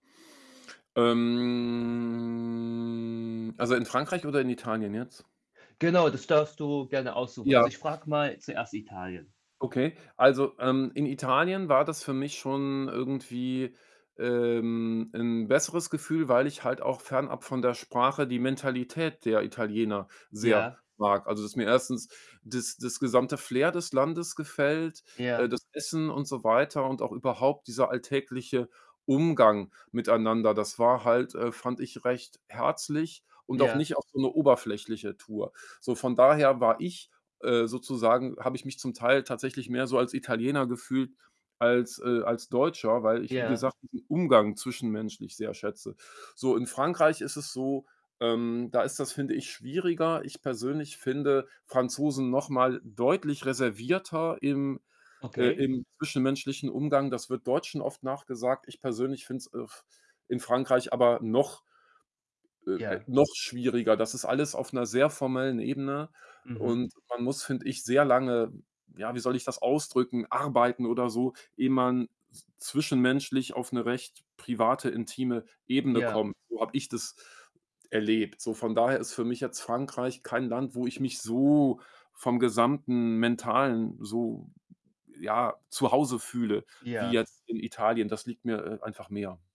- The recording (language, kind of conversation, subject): German, podcast, Wie gehst du mit Sprachbarrieren in neuen Ländern um?
- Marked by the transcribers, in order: drawn out: "Ähm"; other background noise; drawn out: "ähm"; distorted speech; stressed: "so"